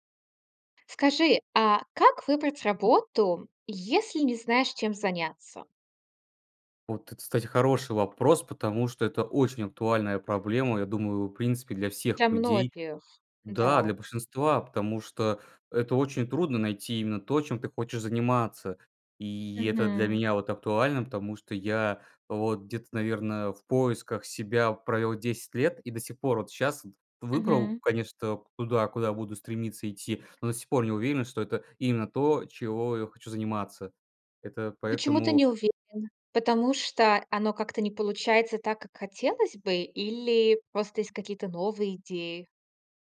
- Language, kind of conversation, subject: Russian, podcast, Как выбрать работу, если не знаешь, чем заняться?
- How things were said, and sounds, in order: tapping